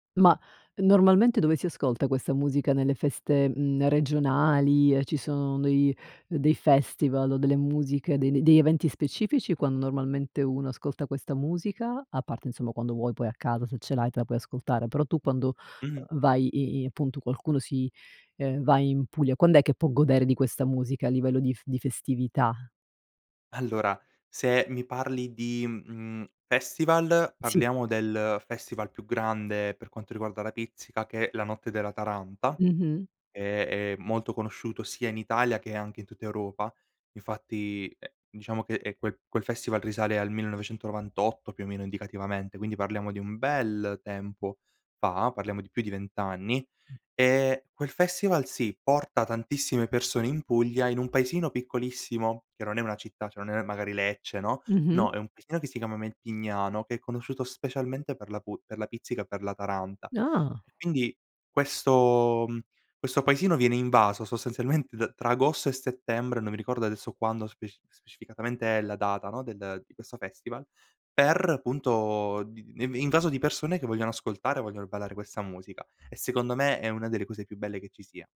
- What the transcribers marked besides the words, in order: "normalmente" said as "malmente"; stressed: "bel"; other background noise; tapping
- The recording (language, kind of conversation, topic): Italian, podcast, Quali tradizioni musicali della tua regione ti hanno segnato?